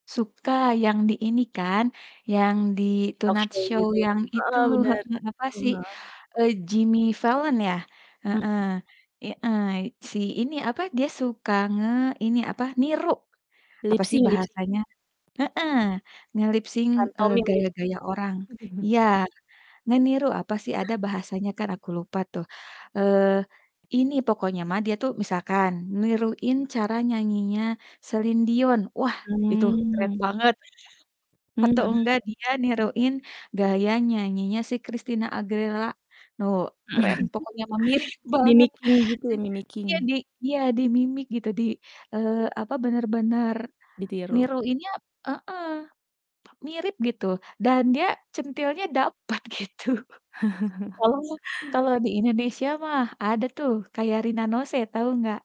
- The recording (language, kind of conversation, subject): Indonesian, podcast, Bagaimana keluarga atau teman memengaruhi selera musikmu?
- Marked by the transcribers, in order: static; distorted speech; in English: "talkshow"; in English: "Lip sync lip sync"; in English: "nge-lip sync"; other background noise; chuckle; drawn out: "Mmm"; chuckle; in English: "Mimicking"; laughing while speaking: "mirip"; in English: "mimicking"; laughing while speaking: "dapet gitu"; chuckle